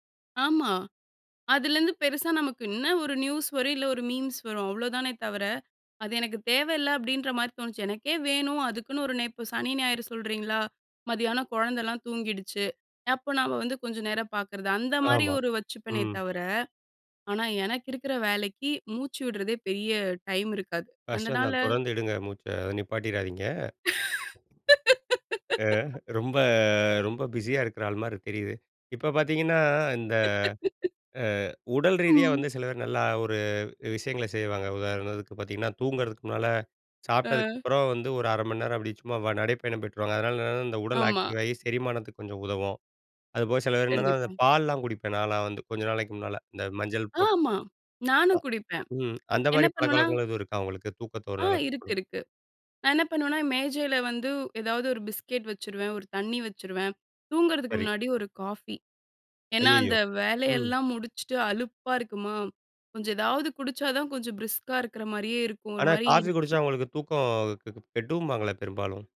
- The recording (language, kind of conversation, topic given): Tamil, podcast, ஒரு நல்ல தூக்கத்துக்கு நீங்கள் என்ன வழிமுறைகள் பின்பற்றுகிறீர்கள்?
- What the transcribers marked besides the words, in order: in English: "மீம்ஸ்"; giggle; other background noise; in English: "பிஸியா"; chuckle; in English: "ஆக்டிவ்"; unintelligible speech; in English: "பிரிஸ்கா"